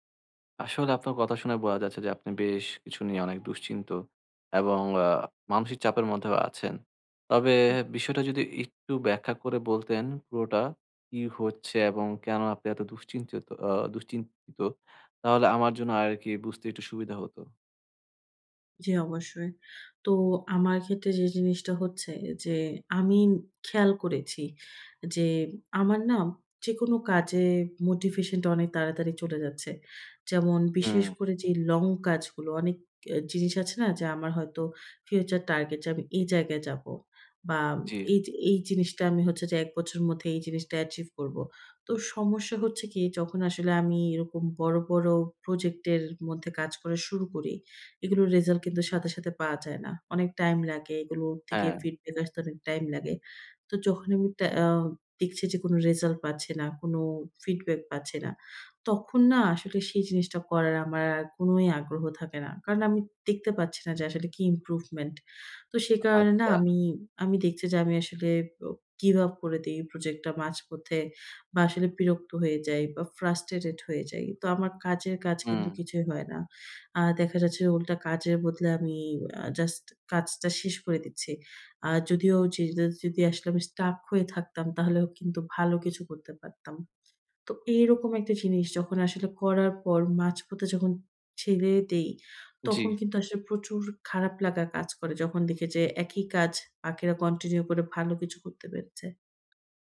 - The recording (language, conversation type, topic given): Bengali, advice, ধীর অগ্রগতির সময় আমি কীভাবে অনুপ্রেরণা বজায় রাখব এবং নিজেকে কীভাবে পুরস্কৃত করব?
- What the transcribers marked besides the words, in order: other background noise; tapping